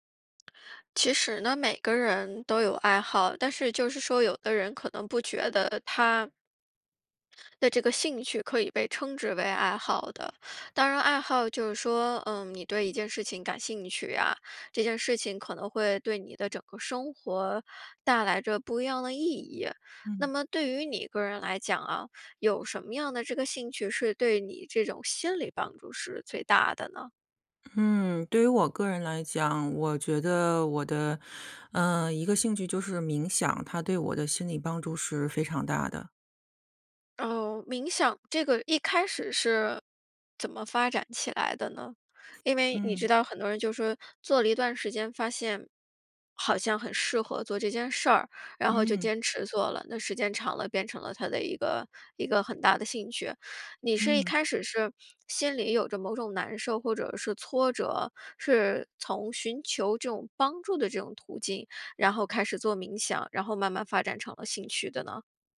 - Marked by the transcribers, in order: other background noise
- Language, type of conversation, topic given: Chinese, podcast, 哪一种爱好对你的心理状态帮助最大？